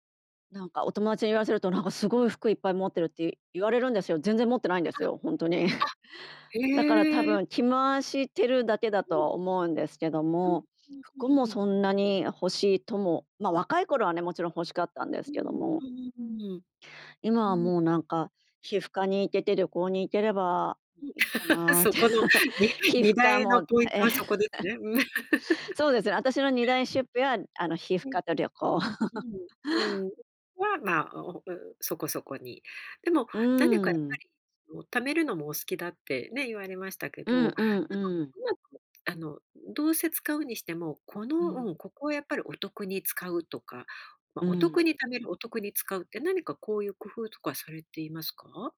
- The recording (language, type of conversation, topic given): Japanese, podcast, あなたは普段、お金の使い方についてどう考えていますか？
- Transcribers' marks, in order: chuckle; laugh; laughing while speaking: "なって"; laugh; laugh; other noise; laugh